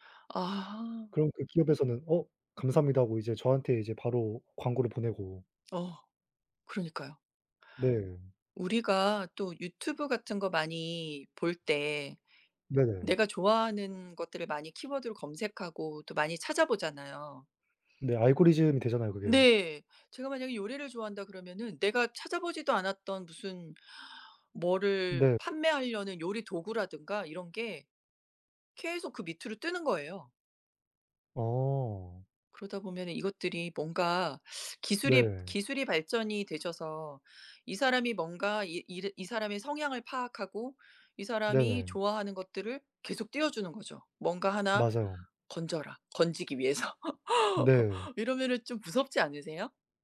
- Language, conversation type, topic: Korean, unstructured, 기술 발전으로 개인정보가 위험해질까요?
- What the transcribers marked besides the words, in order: teeth sucking; laughing while speaking: "위해서"